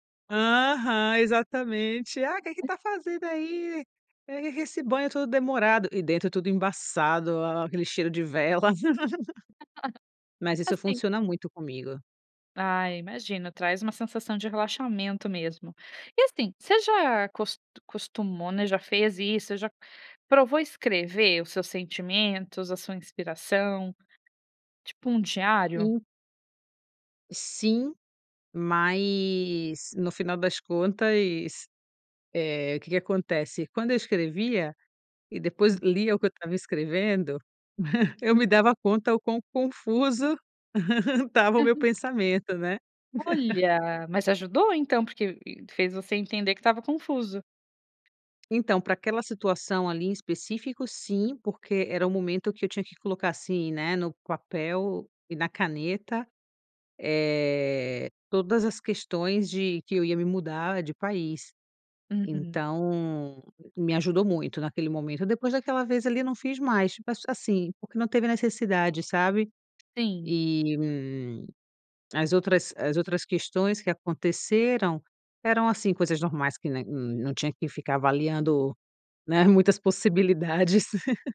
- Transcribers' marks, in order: put-on voice: "Ah, o que que tá fazendo aí? E esse banho todo demorado"; unintelligible speech; laugh; tapping; laugh; laugh; laugh; unintelligible speech; other background noise; laugh
- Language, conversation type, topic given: Portuguese, podcast, O que te inspira mais: o isolamento ou a troca com outras pessoas?